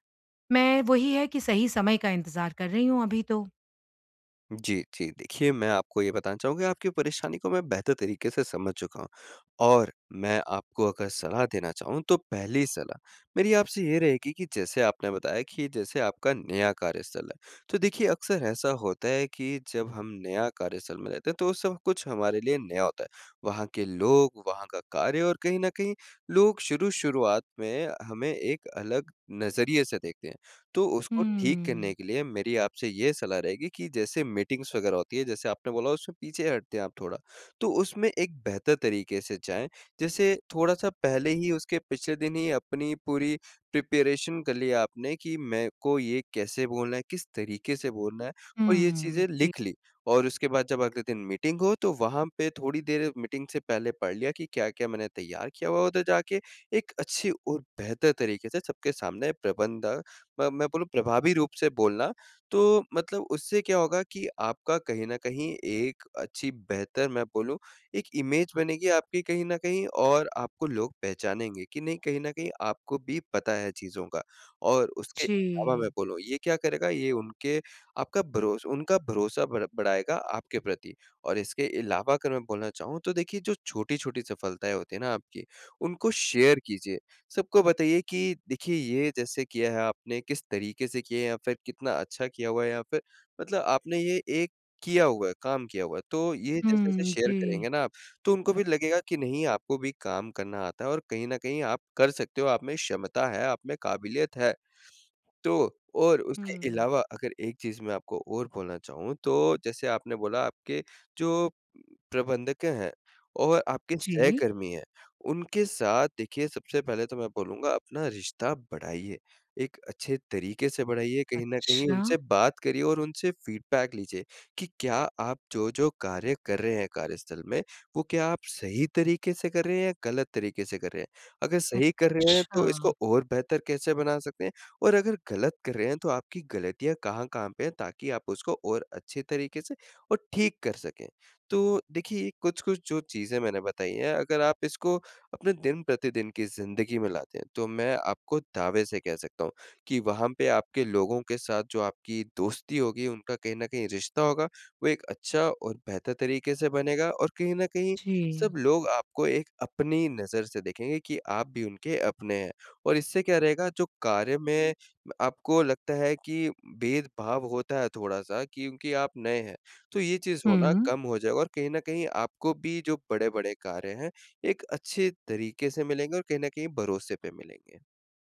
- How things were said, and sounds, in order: in English: "मीटिंग्स"; in English: "प्रिपरेशन"; in English: "इमेज"; "अलावा" said as "इलावा"; in English: "शेयर"; in English: "शेयर"; "अलावा" said as "इलावा"; in English: "फ़ीडबैक"
- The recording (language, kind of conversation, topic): Hindi, advice, मैं सहकर्मियों और प्रबंधकों के सामने अधिक प्रभावी कैसे दिखूँ?